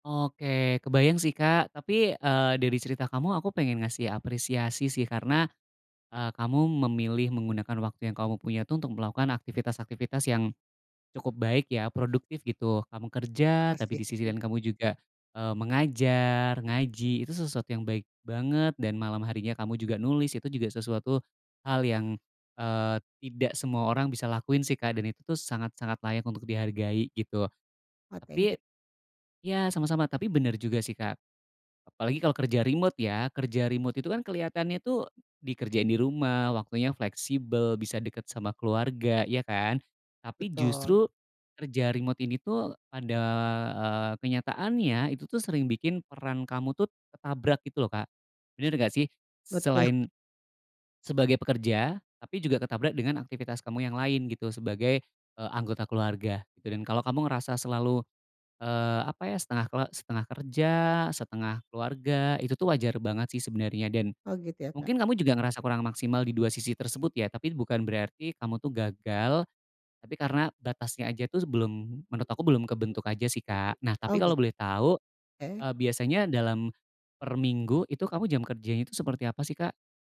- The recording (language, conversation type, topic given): Indonesian, advice, Bagaimana saya bisa menyeimbangkan tuntutan pekerjaan dan waktu untuk keluarga?
- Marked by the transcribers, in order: other background noise